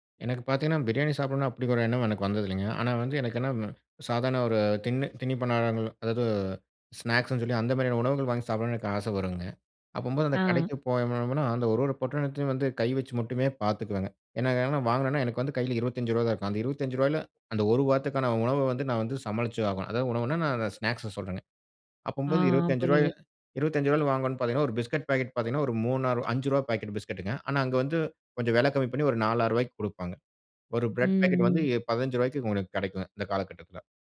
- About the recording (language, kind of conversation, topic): Tamil, podcast, மாற்றம் நடந்த காலத்தில் உங்கள் பணவரவு-செலவுகளை எப்படிச் சரிபார்த்து திட்டமிட்டீர்கள்?
- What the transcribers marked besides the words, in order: "தின்னிப்பண்டாரங்க" said as "தின்னிப்பன்னாரங்க"; in English: "ஸ்நாக்ஸுனு"; in English: "பிஸ்கட் பாக்கெட்"; in English: "பாக்கெட் பிஸ்கட்டுங்க"; in English: "பிரெட் பாக்கெட்"